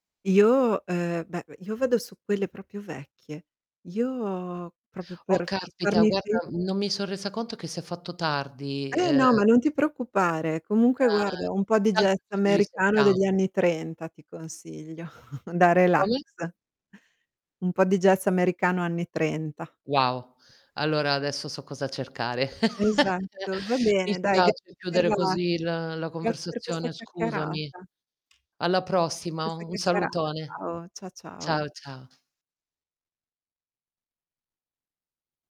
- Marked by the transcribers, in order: tapping; "proprio" said as "propio"; static; drawn out: "Io"; distorted speech; drawn out: "Ah"; chuckle; other background noise; chuckle
- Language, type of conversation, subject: Italian, unstructured, Quale canzone ti ricorda un momento felice della tua vita?